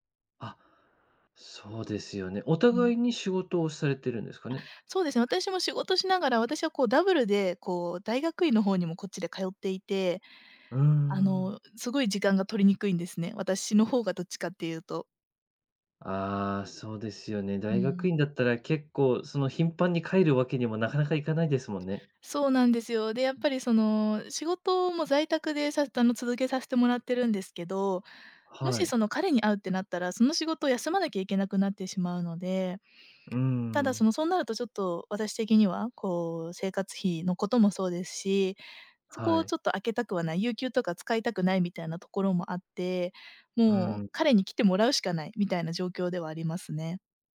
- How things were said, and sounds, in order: none
- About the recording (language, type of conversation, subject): Japanese, advice, 長距離恋愛で不安や孤独を感じるとき、どうすれば気持ちが楽になりますか？